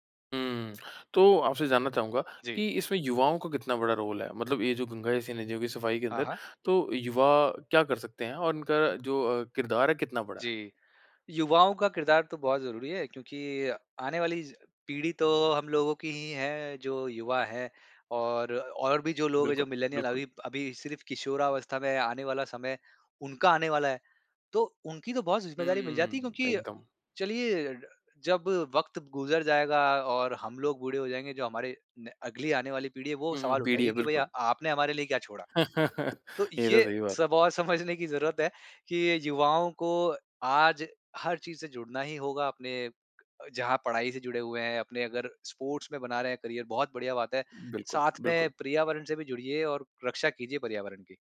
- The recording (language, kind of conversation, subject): Hindi, podcast, गंगा जैसी नदियों की सफाई के लिए सबसे जरूरी क्या है?
- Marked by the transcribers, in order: in English: "मिलेनियल"; laugh; in English: "स्पोर्ट्स"; in English: "करियर"